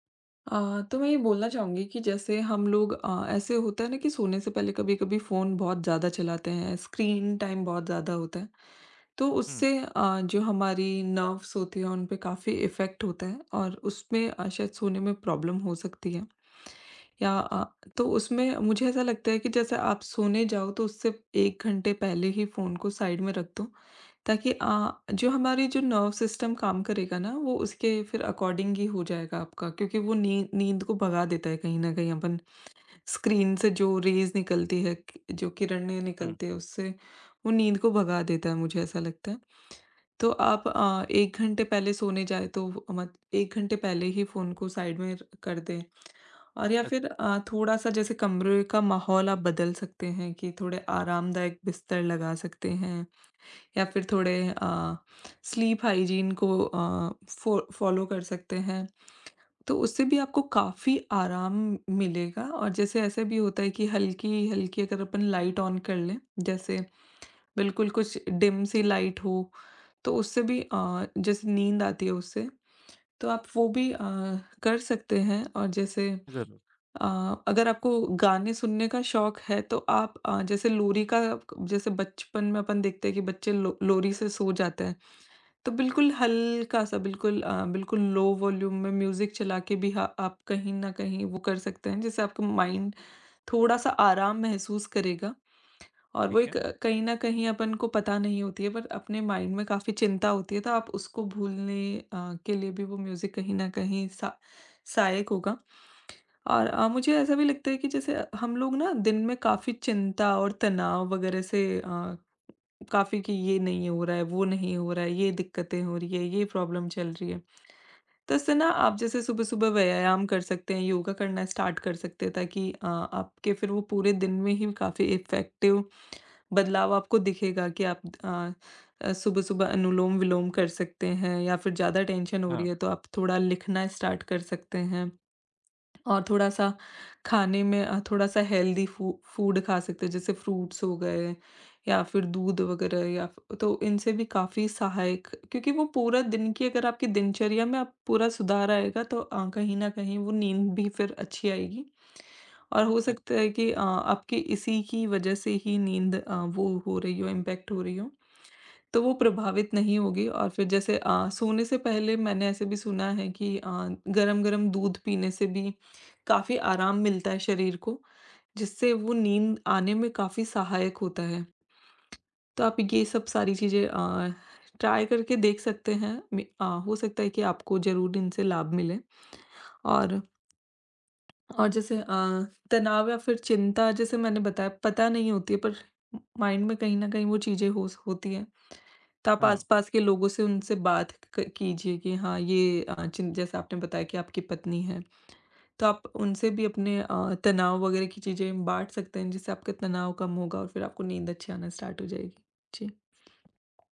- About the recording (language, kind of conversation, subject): Hindi, advice, रात में बार-बार जागना और फिर सो न पाना
- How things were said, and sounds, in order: in English: "स्क्रीन टाइम"; in English: "नर्वस"; in English: "इफ़ेक्ट"; in English: "प्रॉब्लम"; in English: "साइड"; in English: "नर्व सिस्टम"; in English: "अकॉर्डिंग"; in English: "रेज़"; in English: "साइड"; in English: "स्लीप हाइजीन"; in English: "फॉ फॉलो"; tapping; in English: "ऑन"; in English: "डिम"; in English: "लो वॉल्यूम"; in English: "म्यूजिक"; in English: "माइंड"; in English: "माइंड"; in English: "म्यूजिक"; in English: "प्रॉब्लम"; in English: "स्टार्ट"; in English: "इफेक्टिव"; in English: "टेंशन"; in English: "स्टार्ट"; in English: "हेल्थी फू फूड"; in English: "फ्रूट्स"; in English: "इम्पैक्ट"; in English: "टॉय"; in English: "माइंड"; in English: "स्टार्ट"